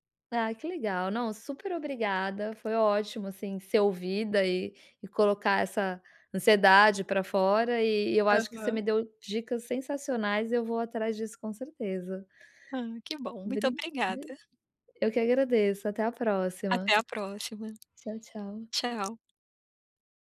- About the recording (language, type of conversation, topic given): Portuguese, advice, Como posso acalmar a mente rapidamente?
- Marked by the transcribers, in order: other background noise